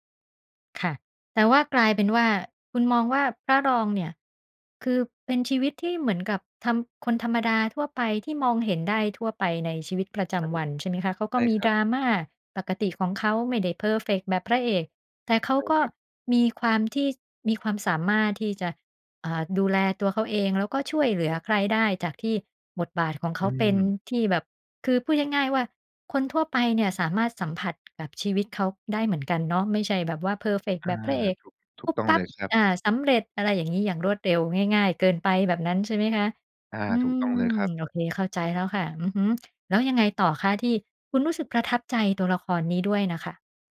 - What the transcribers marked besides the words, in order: other background noise
- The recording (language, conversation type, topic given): Thai, podcast, มีตัวละครตัวไหนที่คุณใช้เป็นแรงบันดาลใจบ้าง เล่าให้ฟังได้ไหม?